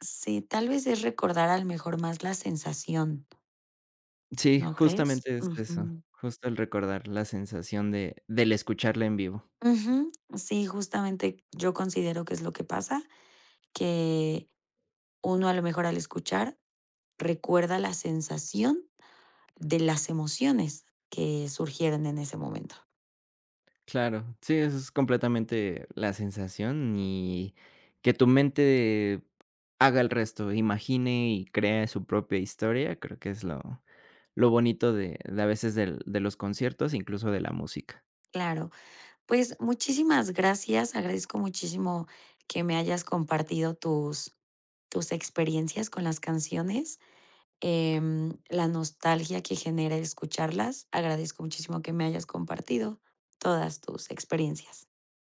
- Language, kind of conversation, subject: Spanish, podcast, ¿Qué canción te transporta a un recuerdo específico?
- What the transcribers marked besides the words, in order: other background noise; tapping